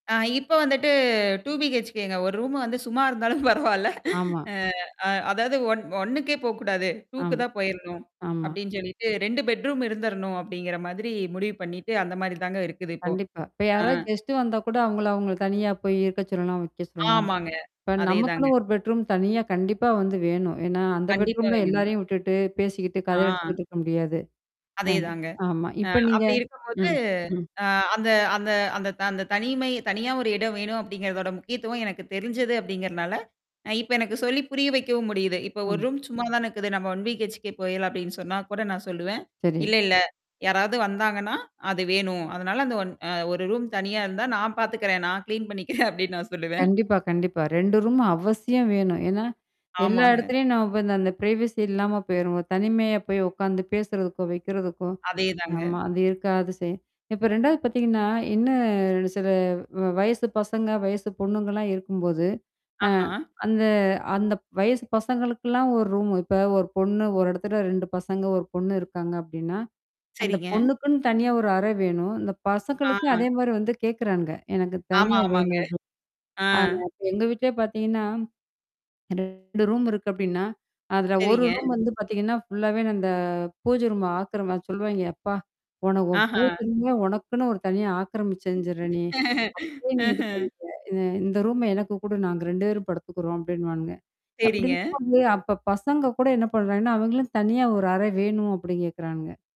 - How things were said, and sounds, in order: drawn out: "வந்துட்டு"; in English: "டூ பிஹெச்கேங்க"; laughing while speaking: "இருந்தாலும் பரவாயில்ல"; in English: "ஒண்ணுக்கே"; in English: "டூக்கு"; static; in English: "பெட்ரூம்"; in English: "கெஸ்ட்"; tapping; in English: "பெட்ரூம்"; in English: "ஒன் வீ ஹெச்கே"; other noise; laughing while speaking: "அப்பிடின்னு நான் சொல்லுவேன்"; mechanical hum; in English: "பிரைவசி"; other background noise; distorted speech; unintelligible speech; in English: "ஃபுல்லாவே"; laugh; unintelligible speech
- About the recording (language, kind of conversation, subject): Tamil, podcast, வீட்டில் ஒவ்வொருவருக்கும் தனிப்பட்ட இடம் இருக்க வேண்டுமா?